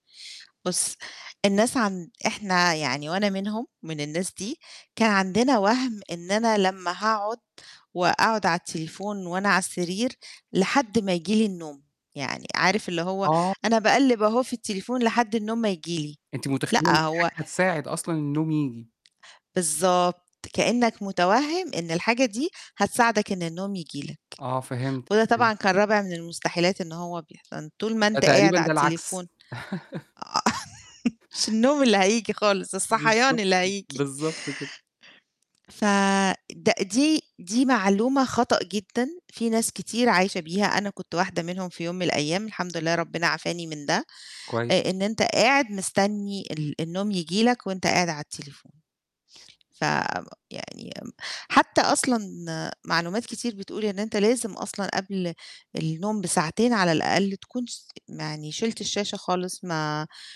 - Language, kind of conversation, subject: Arabic, podcast, إزاي بتتعامل مع الشاشات قبل ما تنام؟
- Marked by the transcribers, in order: distorted speech; laugh; chuckle; other noise